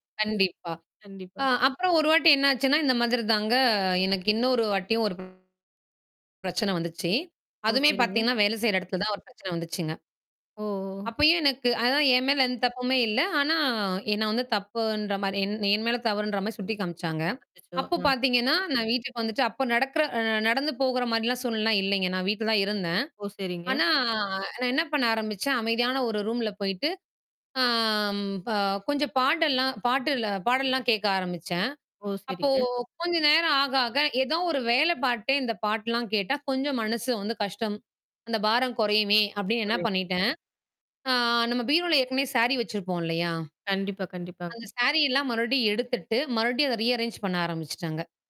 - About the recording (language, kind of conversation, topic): Tamil, podcast, அழுத்தம் வந்தால் அதை நீங்கள் பொதுவாக எப்படி சமாளிப்பீர்கள்?
- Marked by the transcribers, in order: other background noise; distorted speech; tapping; in English: "ரூம்ல"; in English: "சாரீ"; in English: "சாரி"; in English: "ரீ அரேஞ்ச்"